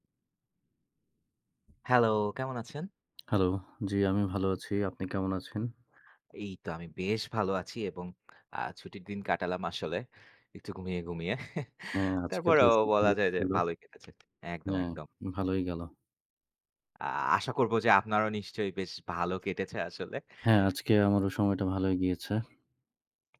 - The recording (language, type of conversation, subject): Bengali, unstructured, সঙ্গীত আপনার জীবনে কী ভূমিকা পালন করে?
- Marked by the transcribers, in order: other background noise; lip smack; chuckle